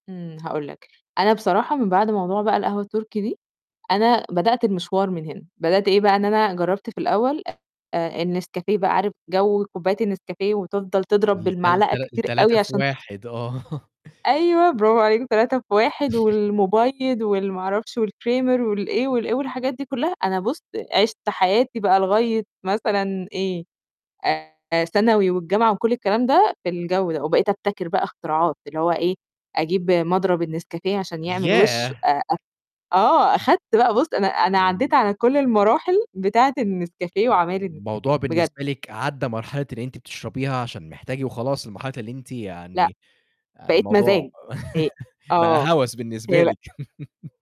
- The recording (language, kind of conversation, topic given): Arabic, podcast, هل الشاي أو القهوة بيأثروا على تركيزك؟
- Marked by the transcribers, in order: other background noise; tapping; laughing while speaking: "آه"; chuckle; in English: "والكريمر"; distorted speech; other noise; chuckle; unintelligible speech; chuckle